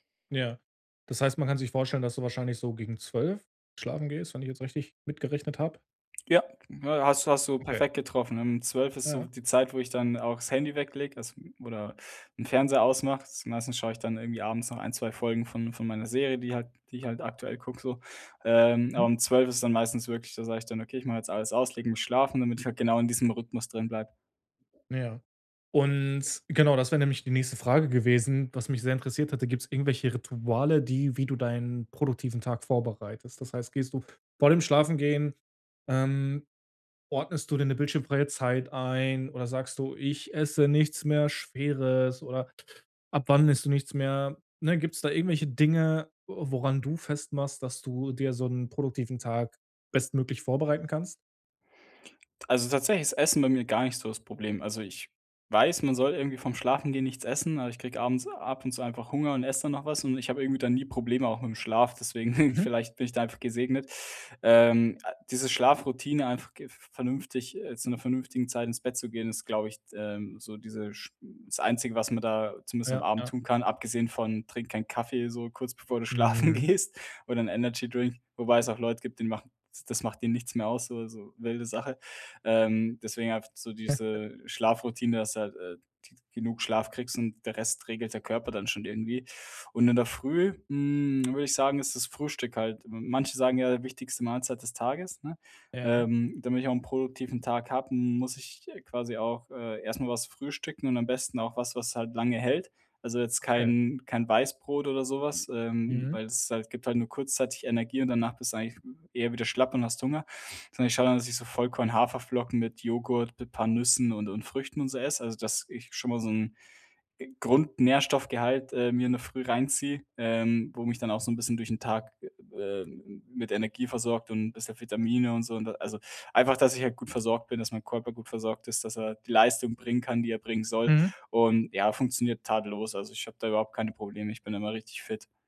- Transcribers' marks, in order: chuckle; chuckle
- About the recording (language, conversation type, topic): German, podcast, Wie startest du zu Hause produktiv in den Tag?
- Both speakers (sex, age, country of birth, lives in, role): male, 25-29, Germany, Germany, guest; male, 30-34, Germany, Germany, host